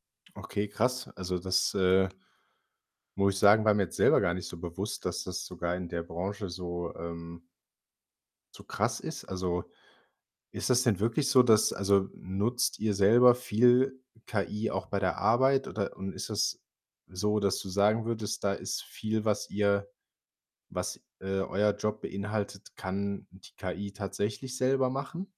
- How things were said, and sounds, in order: other background noise
- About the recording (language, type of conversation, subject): German, advice, Wie gehst du mit deinem plötzlichen Jobverlust und der Unsicherheit über deine Zukunft um?